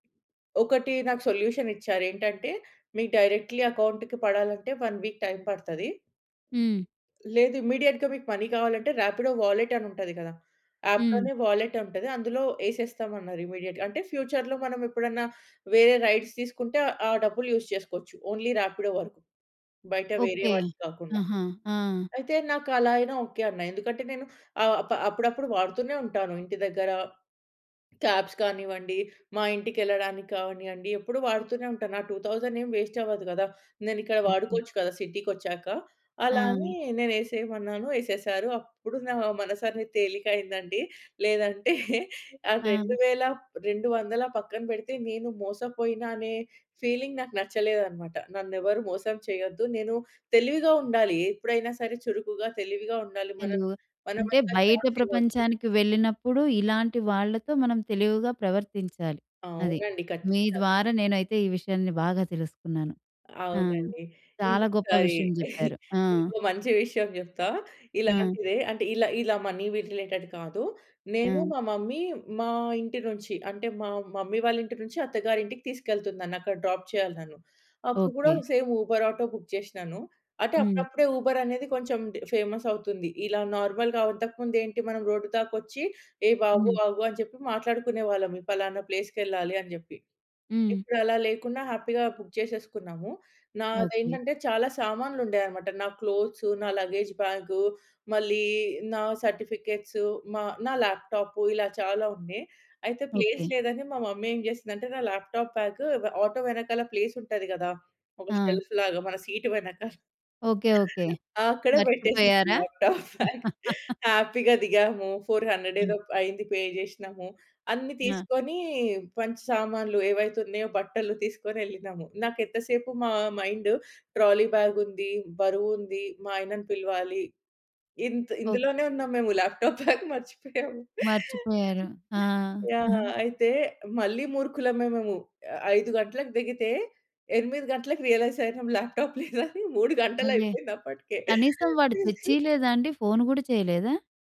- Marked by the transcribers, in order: in English: "సొల్యూషన్"; in English: "డైరెక్ట్‌లీ అకౌంట్‌కి"; in English: "వన్ వీక్"; in English: "ఇమ్మీడియేట్‌గా"; in English: "రాపిడో వాలెట్"; in English: "అప్‌లోనే వాలెట్"; in English: "ఇమ్మీడియేట్‌గా"; in English: "ఫ్యూచర్‌లో"; in English: "రైడ్స్"; in English: "యూజ్"; in English: "ఓన్లీ రాపిడో"; in English: "క్యాబ్స్"; in English: "టూ థౌసండ్"; in English: "వేస్ట్"; chuckle; in English: "ఫీలింగ్"; in English: "చాన్స్"; chuckle; in English: "మనీవి రిలేటెడ్"; in English: "మమ్మీ"; in English: "మమ్మీ"; in English: "డ్రాప్"; in English: "సేమ్ ఉబర్ ఆటో బుక్"; in English: "ఉబర్"; in English: "ఫేమస్"; in English: "నార్మల్‌గా"; in English: "హ్యాపీగా బుక్"; in English: "క్లోత్స్"; in English: "లగేజ్ బ్యాగ్"; in English: "సర్టిఫికేట్స్"; in English: "లాప్‌టాప్"; in English: "ప్లేస్"; in English: "మమ్మీ"; in English: "లాప్‌టాప్ బ్యాగ్"; in English: "ప్లేస్"; in English: "షెల్ఫ్‌లాగా"; chuckle; laugh; in English: "లాప్‌టాప్ బాగ్. హ్యాపీ‌గా"; in English: "ఫోర్ హండ్రెడ్"; in English: "పే"; in English: "మైండ్ ట్రాలీ బాగ్"; laughing while speaking: "మేము లాప్‌టాప్ బ్యాగ్ మర్చిపోయాము"; in English: "లాప్‌టాప్ బ్యాగ్"; chuckle; in English: "రియలైజ్"; laughing while speaking: "లాప్‌టాప్ లేదని, మూడు గంటలు అయిపోయింది అప్పటికే"; in English: "లాప్‌టాప్"
- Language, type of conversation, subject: Telugu, podcast, టాక్సీ లేదా ఆటో డ్రైవర్‌తో మీకు ఏమైనా సమస్య ఎదురయ్యిందా?